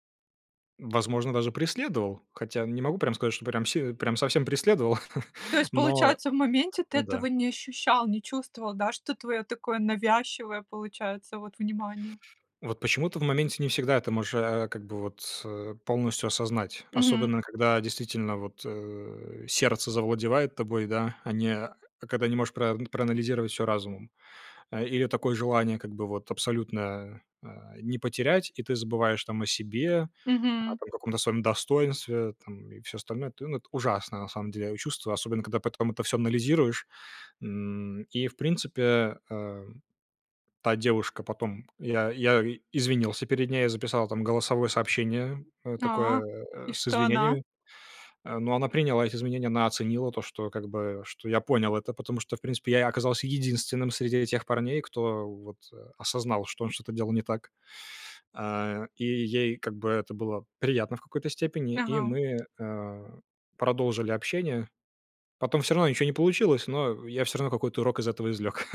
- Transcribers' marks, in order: laugh; laugh
- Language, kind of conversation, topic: Russian, podcast, Как принимать решения, чтобы потом не жалеть?